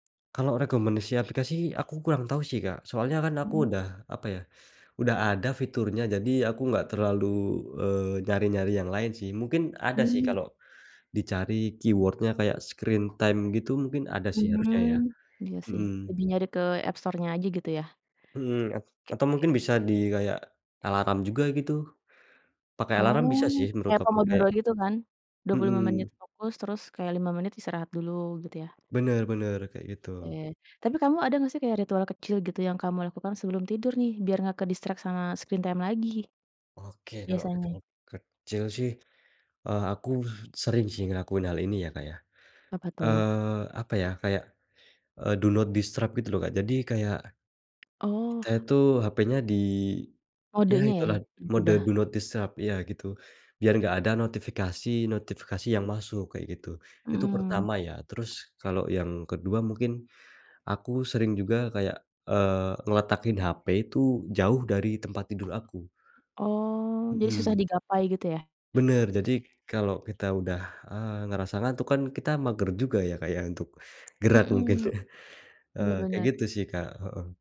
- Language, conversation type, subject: Indonesian, podcast, Bagaimana kamu mengatur waktu penggunaan layar setiap hari?
- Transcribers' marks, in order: teeth sucking; in English: "keyword-nya"; in English: "screen time"; other background noise; in English: "distract"; in English: "screen time"; in English: "do not disturb"; tapping; in English: "do not disturb"; laughing while speaking: "mungkin"